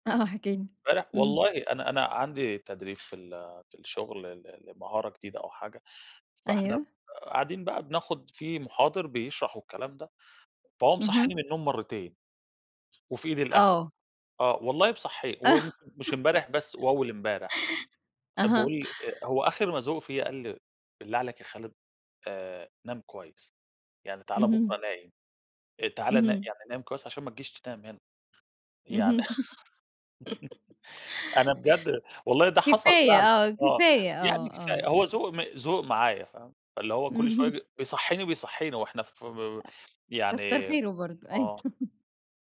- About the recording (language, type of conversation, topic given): Arabic, podcast, إزاي بتحافظ على نومك؟
- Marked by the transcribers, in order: laugh; laugh; laughing while speaking: "اهم"